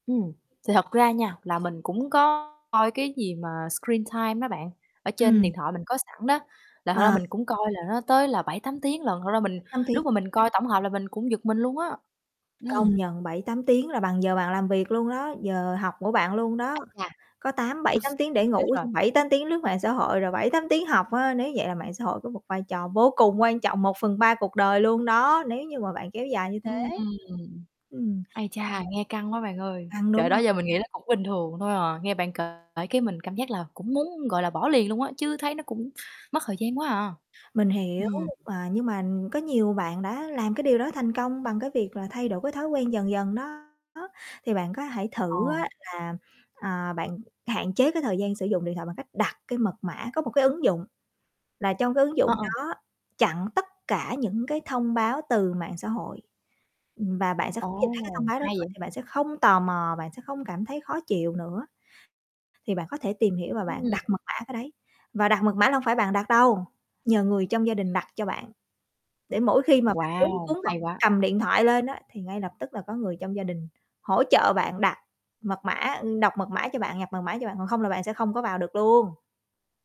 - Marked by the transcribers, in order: other background noise; distorted speech; in English: "Screen Time"; static; tapping; unintelligible speech; chuckle; unintelligible speech
- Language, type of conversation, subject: Vietnamese, advice, Làm sao để bớt mất tập trung vì thói quen dùng điện thoại trước khi đi ngủ?